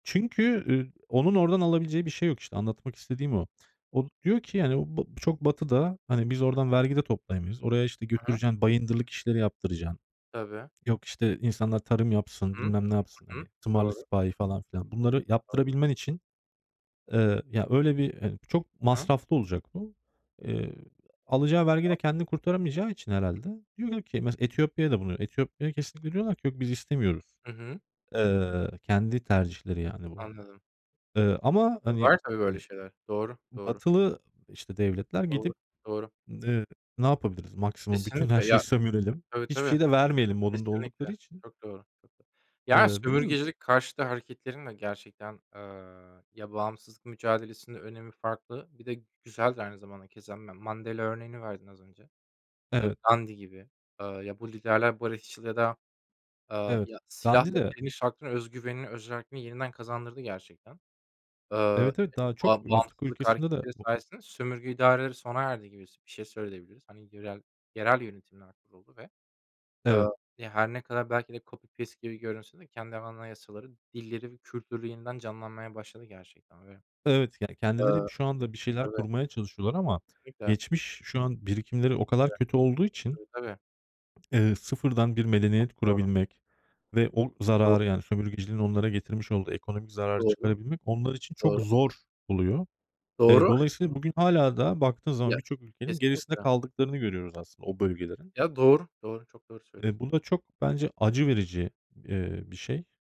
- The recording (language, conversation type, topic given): Turkish, unstructured, Tarihte sömürgecilik neden bu kadar büyük zararlara yol açtı?
- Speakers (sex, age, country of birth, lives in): male, 25-29, Germany, Germany; male, 35-39, Turkey, Germany
- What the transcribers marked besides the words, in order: other background noise; unintelligible speech; tapping; unintelligible speech; unintelligible speech; other noise; in English: "copy paste"